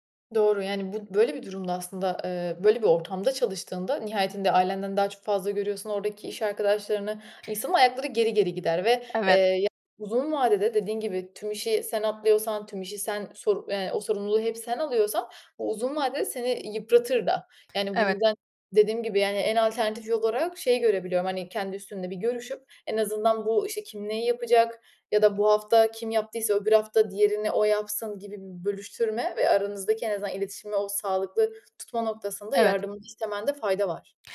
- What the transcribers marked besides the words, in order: tapping; other background noise; "yol olarak" said as "yolarak"
- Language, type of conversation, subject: Turkish, advice, İş arkadaşlarınızla görev paylaşımı konusunda yaşadığınız anlaşmazlık nedir?